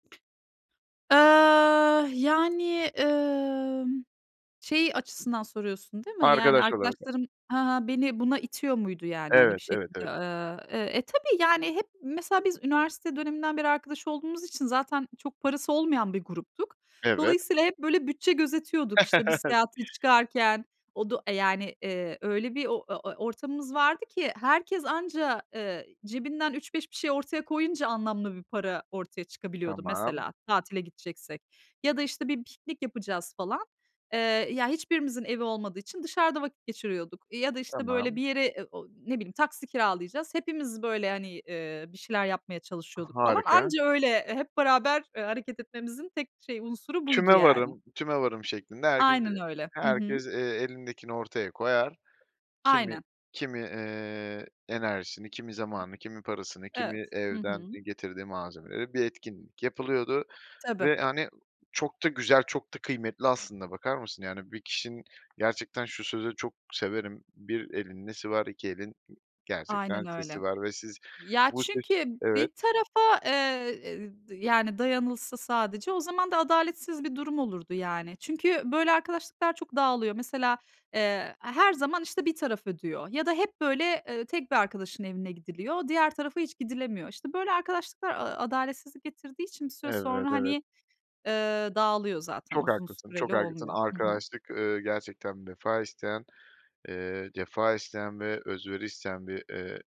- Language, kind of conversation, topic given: Turkish, podcast, Arkadaş çevren, zevklerinin zamanla değişmesinde nasıl bir rol oynadı?
- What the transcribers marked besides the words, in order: tapping; other background noise; chuckle